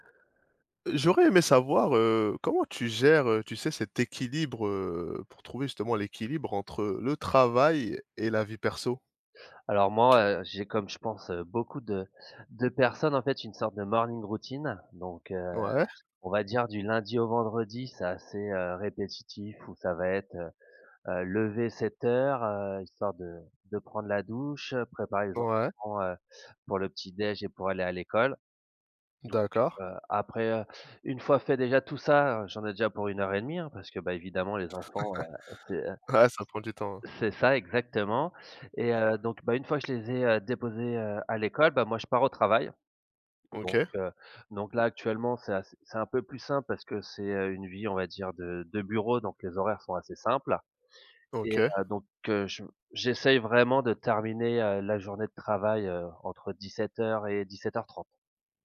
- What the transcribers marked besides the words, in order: tapping; in English: "morning routine"; chuckle
- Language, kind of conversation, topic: French, podcast, Comment gères-tu l’équilibre entre le travail et la vie personnelle ?